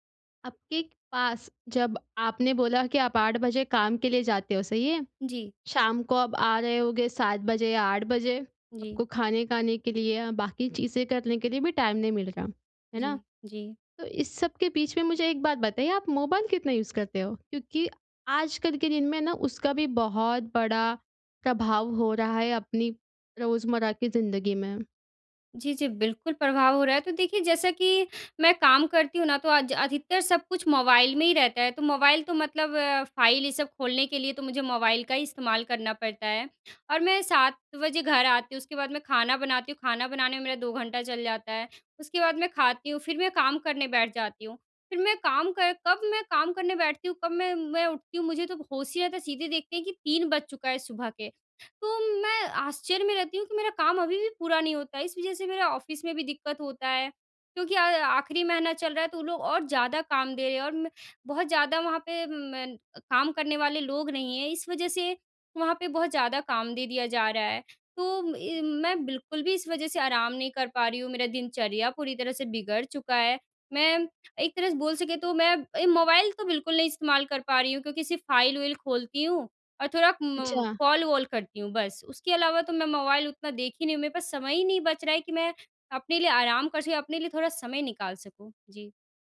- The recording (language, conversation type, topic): Hindi, advice, आराम के लिए समय निकालने में मुझे कठिनाई हो रही है—मैं क्या करूँ?
- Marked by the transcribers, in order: in English: "टाइम"; in English: "यूज़"; in English: "ऑफ़िस"